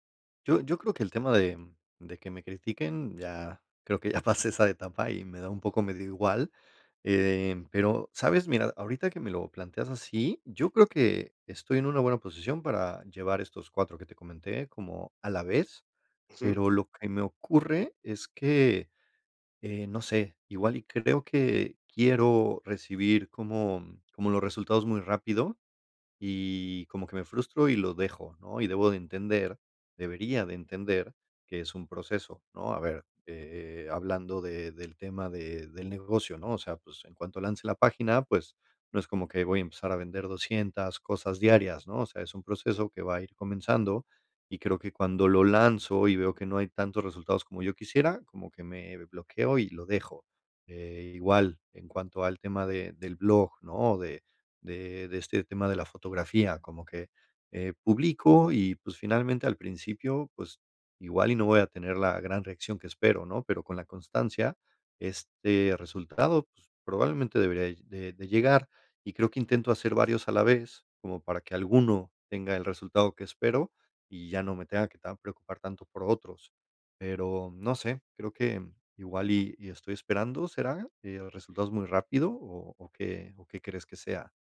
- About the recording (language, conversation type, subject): Spanish, advice, ¿Cómo puedo superar el bloqueo de empezar un proyecto creativo por miedo a no hacerlo bien?
- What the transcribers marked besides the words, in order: chuckle